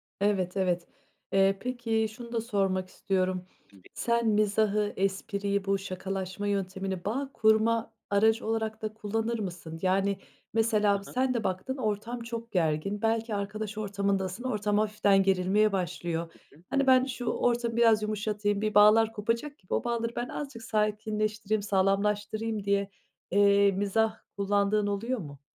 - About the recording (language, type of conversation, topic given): Turkish, podcast, Kısa mesajlarda mizahı nasıl kullanırsın, ne zaman kaçınırsın?
- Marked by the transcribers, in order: unintelligible speech; tapping